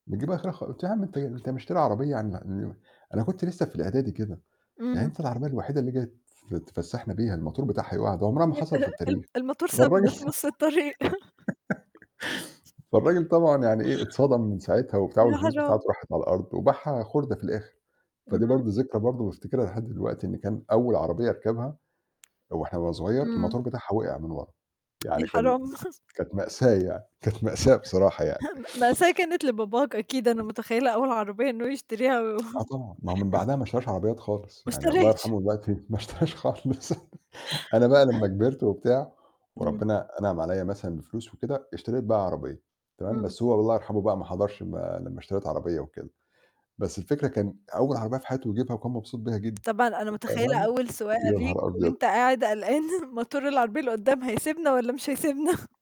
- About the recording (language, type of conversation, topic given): Arabic, unstructured, إيه أحلى ذكرى من طفولتك؟
- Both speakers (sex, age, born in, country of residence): female, 20-24, Egypt, Romania; male, 40-44, Egypt, Portugal
- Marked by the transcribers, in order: other background noise; unintelligible speech; other noise; laugh; chuckle; tapping; chuckle; laughing while speaking: "كانت مأساة"; unintelligible speech; chuckle; laughing while speaking: "ما أشتراش"; laughing while speaking: "ما اشتراش خالص"; unintelligible speech; unintelligible speech; laughing while speaking: "قلقان"; laughing while speaking: "هيسِبنا والّا مش هيسِبنا؟"